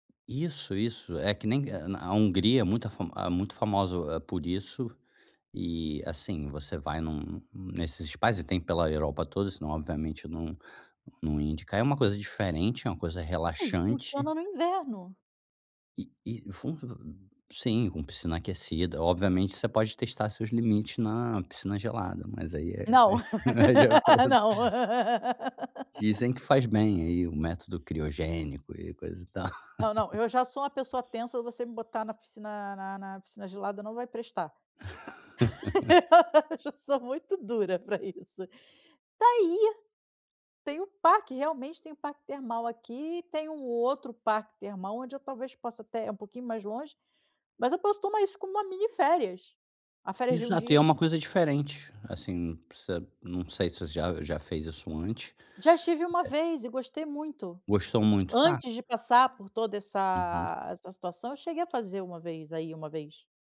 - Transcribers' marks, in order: unintelligible speech; laugh; laughing while speaking: "de acordo"; laugh; laughing while speaking: "Não"; laughing while speaking: "tal"; laugh; laugh; laughing while speaking: "Eu já sou muito dura pra isso"
- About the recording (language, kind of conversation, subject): Portuguese, advice, Como posso relaxar e aproveitar melhor o meu tempo livre?